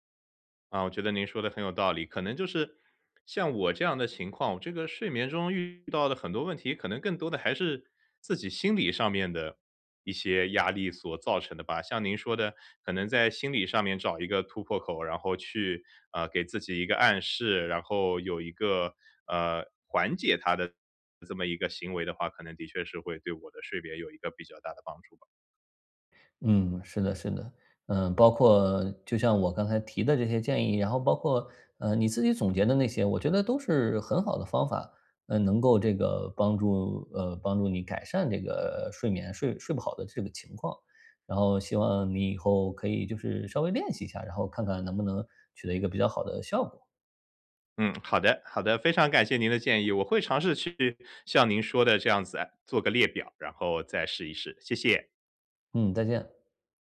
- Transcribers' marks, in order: other background noise; tapping
- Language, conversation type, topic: Chinese, advice, 如何建立睡前放松流程来缓解夜间焦虑并更容易入睡？
- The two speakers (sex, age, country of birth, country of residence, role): male, 35-39, China, Poland, advisor; male, 35-39, China, United States, user